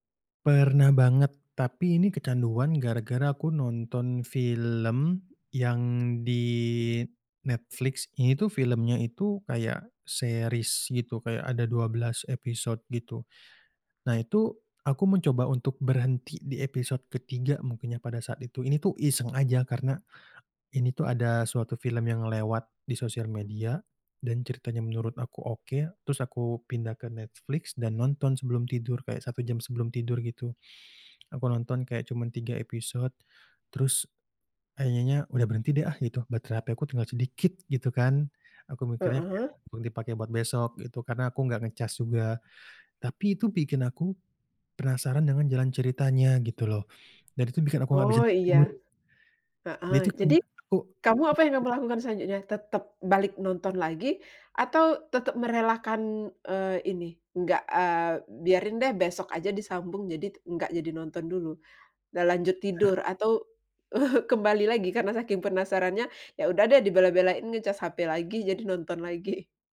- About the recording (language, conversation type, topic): Indonesian, podcast, Bagaimana kebiasaanmu menggunakan ponsel pintar sehari-hari?
- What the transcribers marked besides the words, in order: other background noise; in English: "series"; chuckle; laughing while speaking: "lagi"; laughing while speaking: "lagi?"